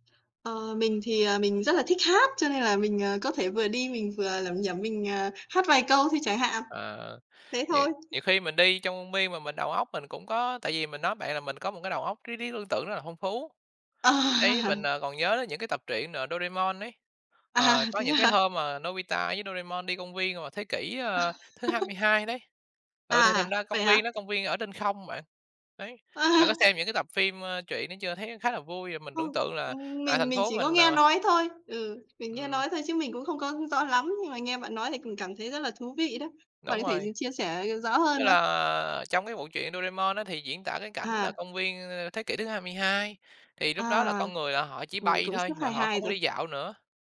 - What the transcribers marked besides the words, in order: tapping; laugh; laughing while speaking: "À"; laugh
- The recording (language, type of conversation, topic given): Vietnamese, unstructured, Bạn cảm thấy thế nào khi đi dạo trong công viên?